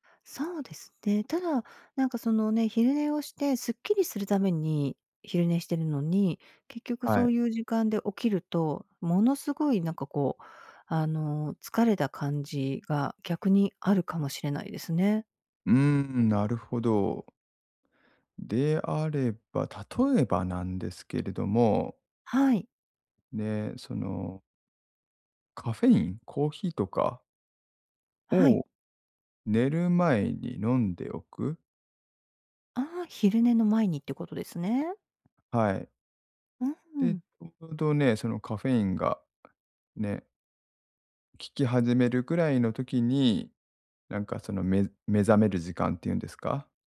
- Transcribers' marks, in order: none
- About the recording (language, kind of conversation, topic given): Japanese, advice, 短時間の昼寝で疲れを早く取るにはどうすればよいですか？
- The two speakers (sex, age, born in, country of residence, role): female, 55-59, Japan, United States, user; male, 40-44, Japan, Japan, advisor